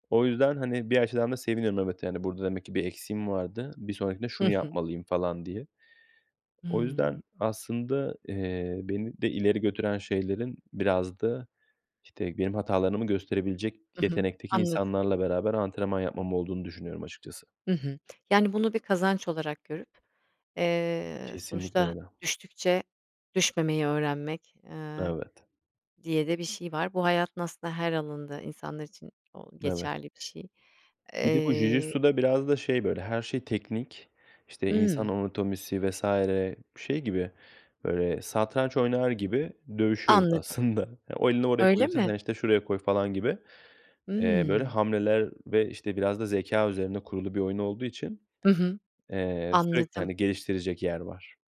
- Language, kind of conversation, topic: Turkish, podcast, Hobine dalıp akışa girdiğinde neler hissedersin?
- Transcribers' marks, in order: other background noise; laughing while speaking: "aslında"